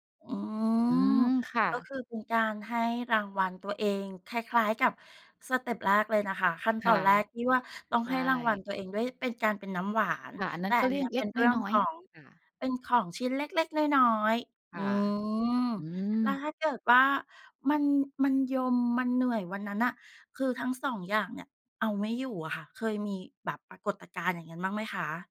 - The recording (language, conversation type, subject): Thai, podcast, ทำอย่างไรให้ทำงานได้อย่างต่อเนื่องโดยไม่สะดุด?
- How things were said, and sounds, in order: none